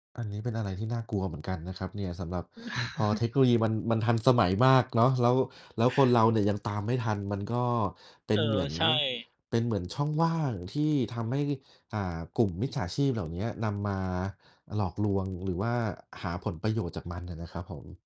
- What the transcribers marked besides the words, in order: distorted speech; chuckle; tapping; other background noise
- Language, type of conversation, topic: Thai, unstructured, เทคโนโลยีอะไรที่คุณรู้สึกว่าน่าทึ่งที่สุดในตอนนี้?